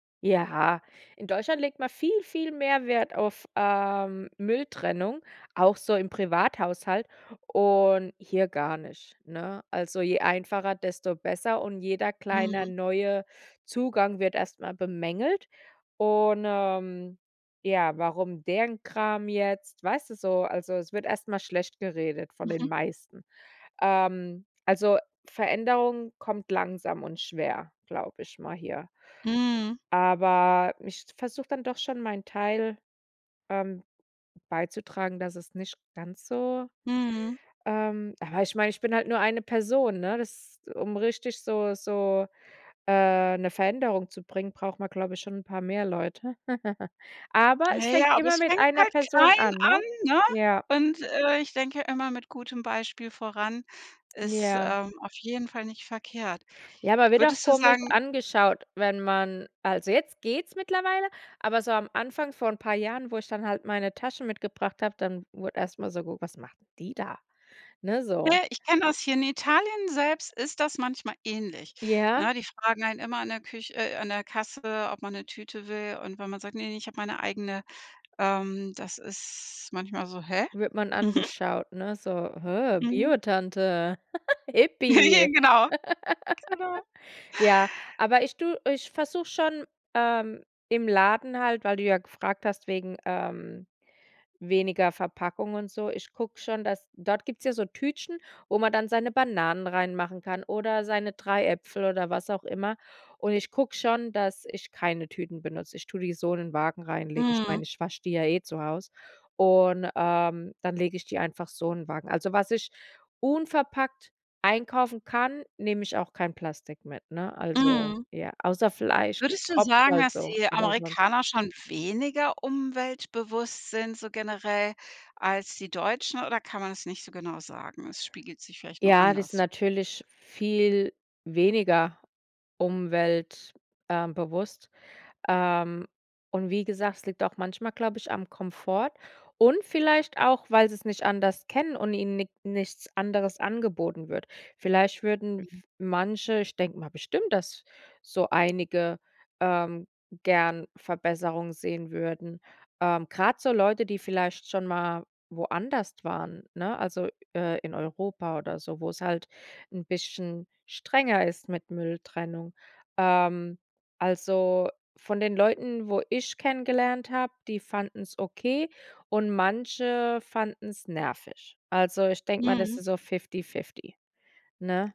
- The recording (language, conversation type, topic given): German, podcast, Wie organisierst du die Mülltrennung bei dir zu Hause?
- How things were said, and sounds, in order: chuckle; stressed: "klein an"; other background noise; chuckle; chuckle; giggle; laugh; chuckle; laughing while speaking: "Genau. Genau"